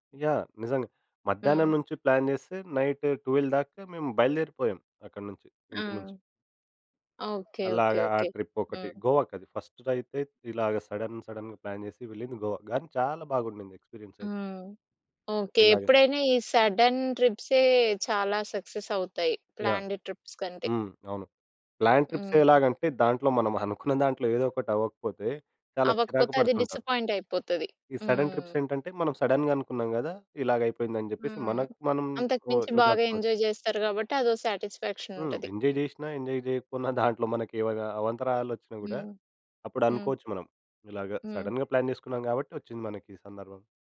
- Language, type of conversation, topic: Telugu, podcast, ఆసక్తి కోల్పోతే మీరు ఏ చిట్కాలు ఉపయోగిస్తారు?
- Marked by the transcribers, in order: in English: "ప్లాన్"; in English: "నైట్ ట్వెల్వ్"; in English: "ఫస్ట్"; in English: "సడెన్, సడెన్‌గ ప్లాన్"; in English: "ఎక్స్పీరియన్స్"; in English: "సడెన్ ట్రిప్సే"; in English: "సక్సెస్"; in English: "ప్లానెడ్ ట్రిప్స్"; in English: "ట్రిప్స్"; in English: "డిసప్పాయింట్"; in English: "సడన్ ట్రిప్స్"; in English: "సడెన్‌గ"; in English: "ఎంజాయ్"; in English: "సాటిస్ఫెక్సన్"; in English: "ఎంజాయ్"; in English: "ఎంజాయ్"; in English: "సడెన్‌గ ప్లాన్"